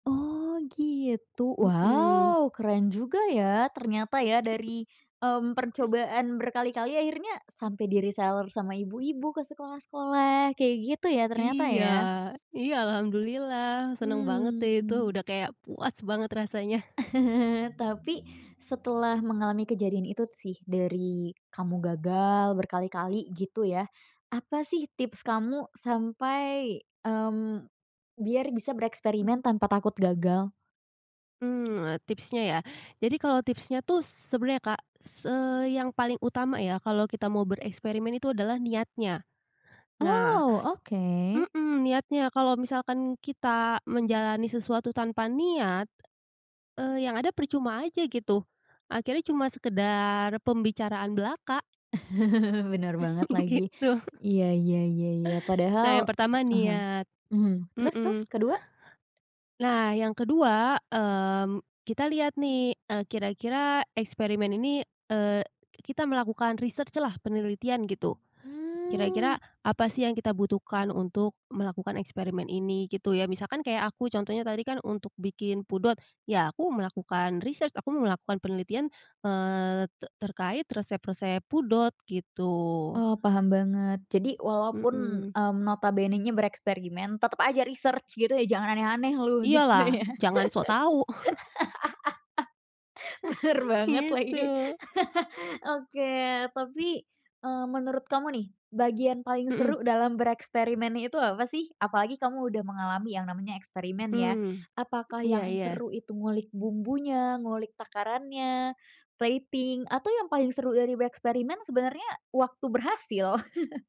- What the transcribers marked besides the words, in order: other background noise; in English: "reseller"; drawn out: "Mmm"; stressed: "puas"; chuckle; chuckle; tapping; laugh; laughing while speaking: "Gitu"; in English: "research"; chuckle; laughing while speaking: "Gitu, ya? Bener banget lagi"; laugh; laughing while speaking: "Gitu"; laugh; in English: "plating"; chuckle
- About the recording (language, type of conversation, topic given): Indonesian, podcast, Apa tipsmu untuk bereksperimen tanpa takut gagal?